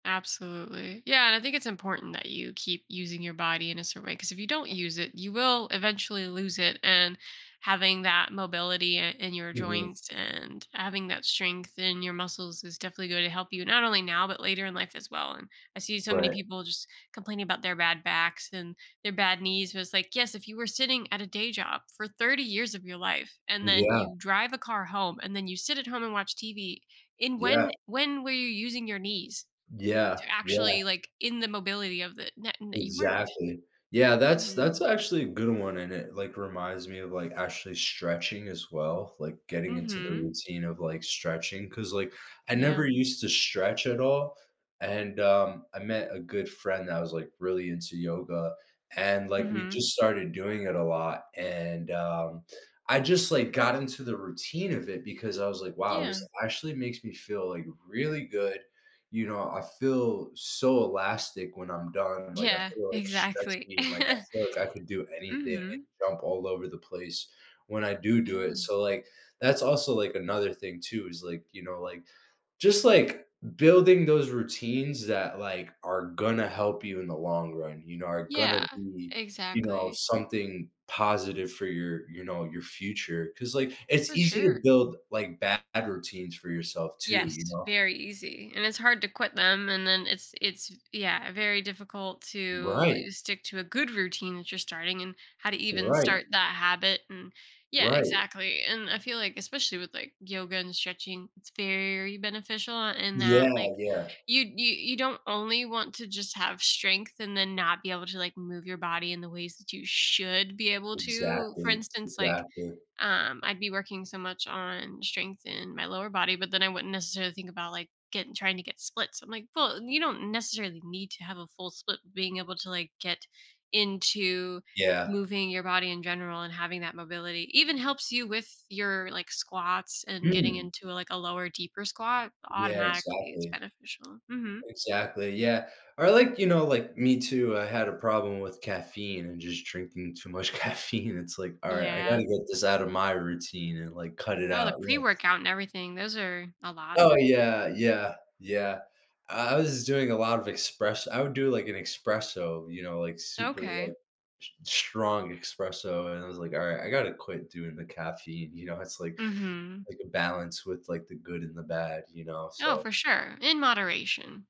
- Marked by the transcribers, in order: other background noise; chuckle; tapping; stressed: "good"; drawn out: "very"; stressed: "should"; laughing while speaking: "caffeine"; "espresso" said as "expresso"; "espresso" said as "expresso"
- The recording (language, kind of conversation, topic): English, unstructured, How do you balance taking care of yourself with your daily responsibilities?